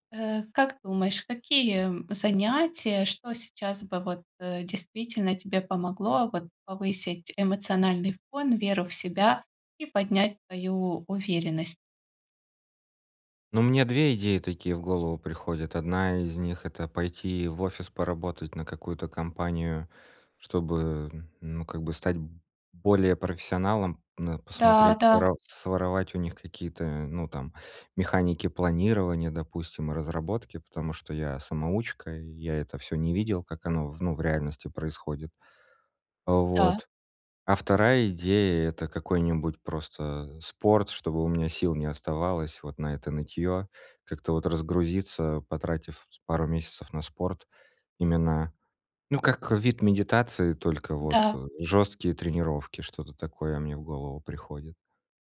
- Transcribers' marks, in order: none
- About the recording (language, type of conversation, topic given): Russian, advice, Как согласовать мои большие ожидания с реальными возможностями, не доводя себя до эмоционального выгорания?